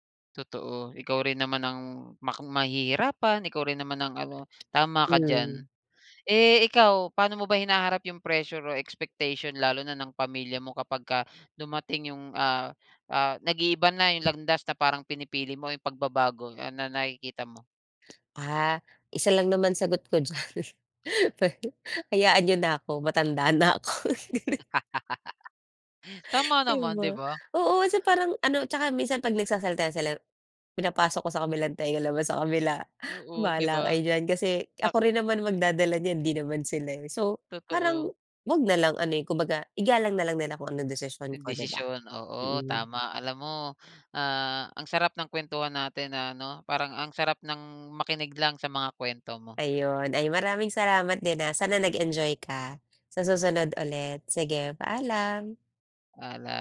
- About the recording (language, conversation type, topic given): Filipino, podcast, Ano ang naging papel ng pamilya mo sa mga pagbabagong pinagdaanan mo?
- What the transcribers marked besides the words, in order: tapping; other background noise; laughing while speaking: "diyan, pe hayaan nyo na ako matanda na ako"